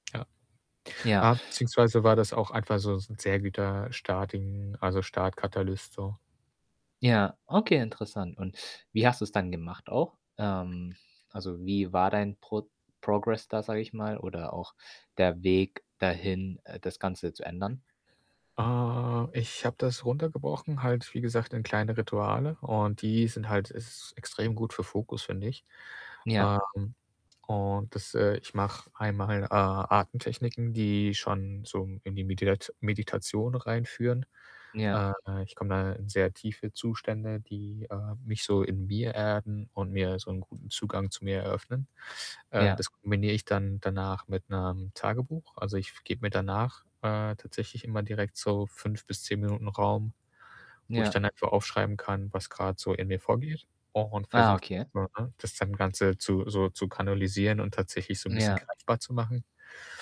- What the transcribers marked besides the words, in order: static; "guter" said as "güter"; in English: "starting"; in English: "start catalyst"; other background noise; in English: "Progress"; tapping; distorted speech
- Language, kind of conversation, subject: German, podcast, Hast du Rituale, mit denen du deinen Fokus zuverlässig in Gang bringst?